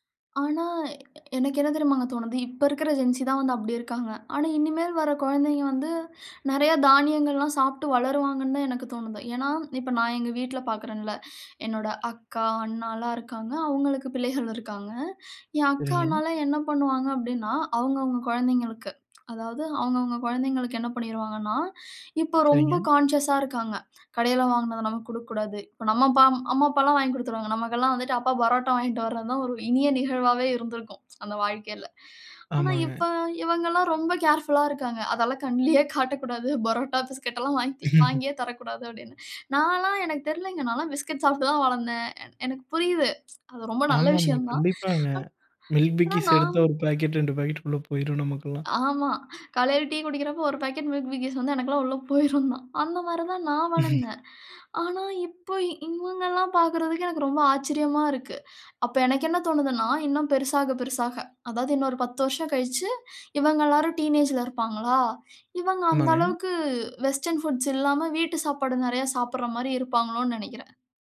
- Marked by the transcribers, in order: in English: "ஜென்ஸி"; inhale; inhale; inhale; lip smack; inhale; in English: "கான்ஷியஸ்"; tsk; inhale; in English: "கேர்ஃபுல்‌லா"; chuckle; inhale; tsk; inhale; inhale; chuckle; inhale; inhale; inhale; in English: "வெஸ்டர்ன்ஃபுட்ஸ்"
- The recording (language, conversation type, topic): Tamil, podcast, ஒரு ஊரின் உணவுப் பண்பாடு பற்றி உங்கள் கருத்து என்ன?